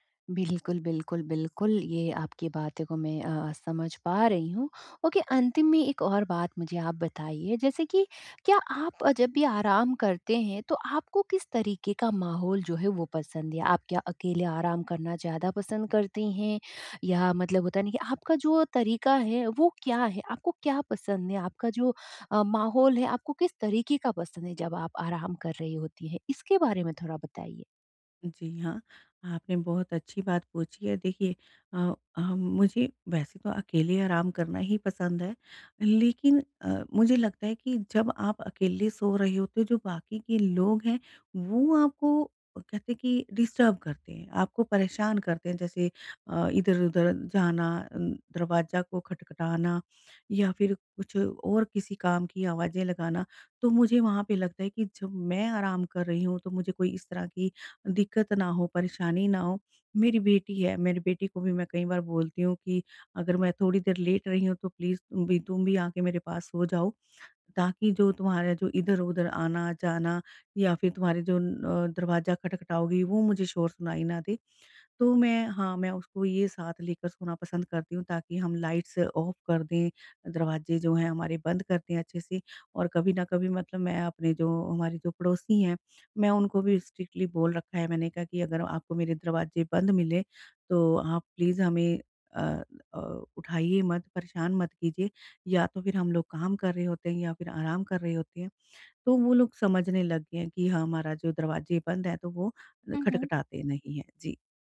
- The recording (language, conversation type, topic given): Hindi, advice, आराम और मानसिक ताज़गी
- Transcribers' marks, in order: in English: "ओके"; in English: "डिस्टर्ब"; in English: "प्लीज़"; in English: "लाइट्स ऑफ़"; in English: "स्ट्रिक्टली"; in English: "प्लीज़"